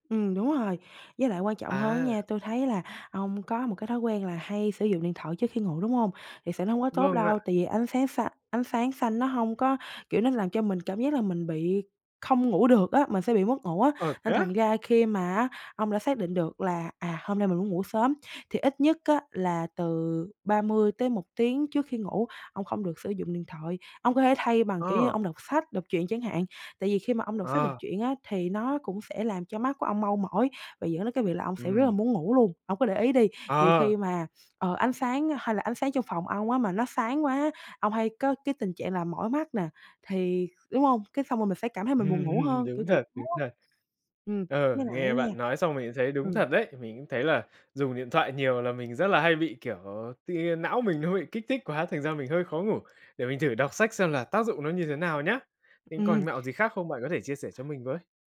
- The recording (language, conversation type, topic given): Vietnamese, advice, Làm sao để thay đổi thói quen mà không mất kiên nhẫn rồi bỏ cuộc?
- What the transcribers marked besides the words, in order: tapping; laughing while speaking: "Ừm"; other background noise; unintelligible speech